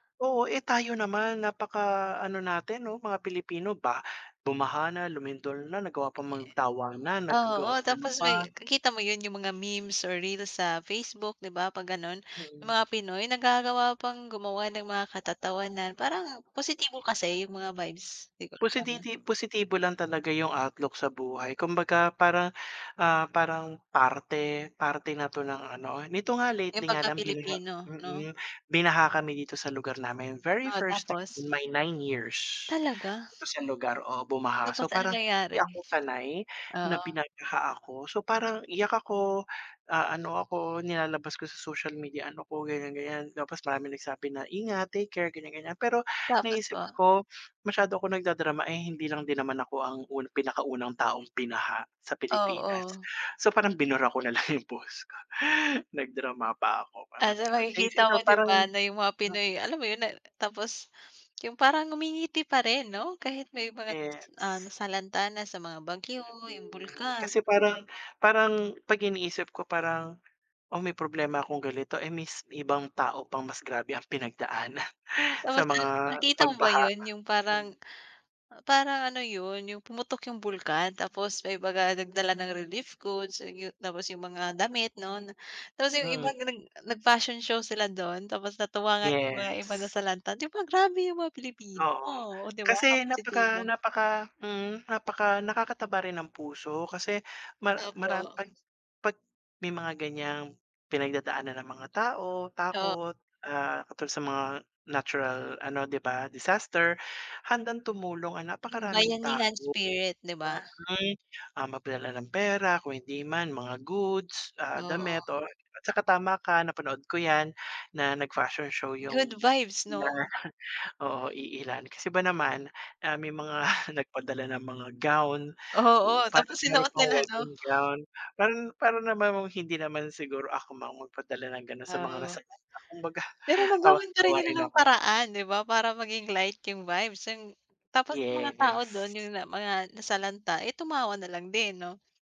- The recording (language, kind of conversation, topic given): Filipino, unstructured, Paano mo hinaharap ang takot at stress sa araw-araw?
- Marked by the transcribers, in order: other background noise; unintelligible speech; tapping; "binaha" said as "binagha"; laughing while speaking: "lang 'yong"; laughing while speaking: "pinagdaanan"; chuckle; chuckle; unintelligible speech; laughing while speaking: "Kumbaga"; drawn out: "Yes"